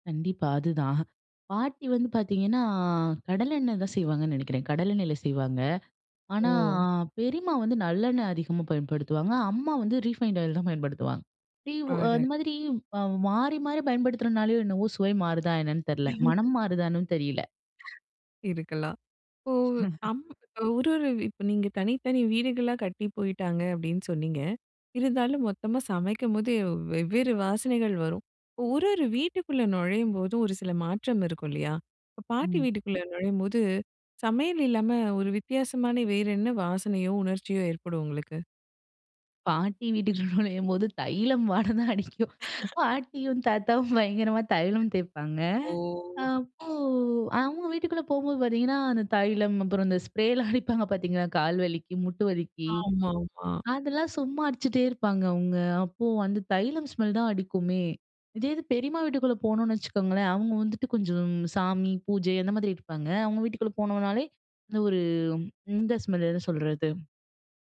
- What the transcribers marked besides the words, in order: laugh; chuckle; laughing while speaking: "பாட்டி வீட்டுக்கு நுழையும்போது தைலம் வாடை தான் அடிக்கும். பாட்டியும் தாத்தாவும் பயங்கரமா தைலம் தேய்ப்பாங்க"; laugh; in English: "ஸ்ப்ரே"; in English: "ஸ்மெல்"
- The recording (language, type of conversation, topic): Tamil, podcast, வீட்டுப் போல இருக்கும் அந்த வாசனை உங்களுக்கு எப்போது வீட்டை நினைவூட்டுகிறது?